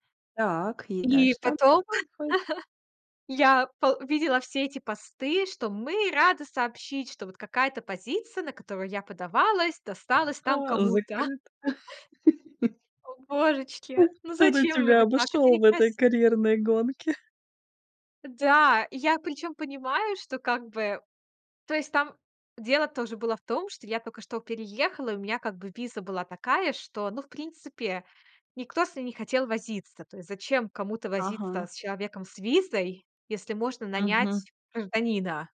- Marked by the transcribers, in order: chuckle; chuckle; chuckle
- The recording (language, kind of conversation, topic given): Russian, podcast, Как перестать сравнивать себя с другими?